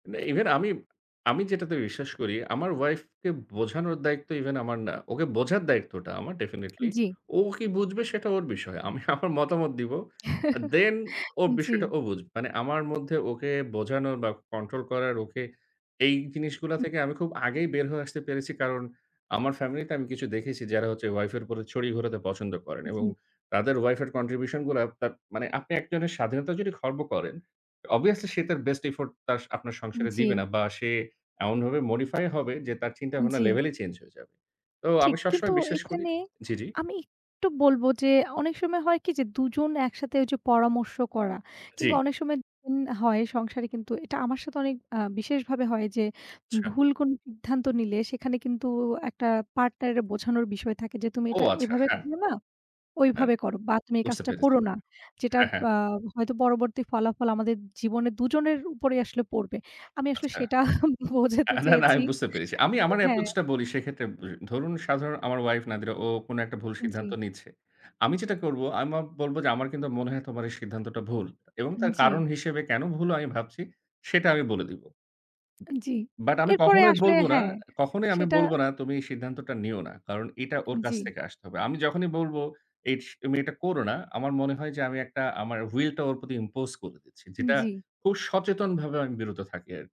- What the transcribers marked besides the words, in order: in English: "definitely"; laughing while speaking: "আমার মতামত দিবো"; chuckle; in English: "Contribution"; in English: "Obviously"; in English: "Best effort"; in English: "modify"; unintelligible speech; laughing while speaking: "সেটা বোঝাতে চেয়েছি যে হ্যাঁ"; "আমি" said as "আমা"; in English: "Will"; in English: "impose"
- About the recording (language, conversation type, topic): Bengali, unstructured, কোন অভিজ্ঞতা আপনাকে সবচেয়ে বেশি বদলে দিয়েছে?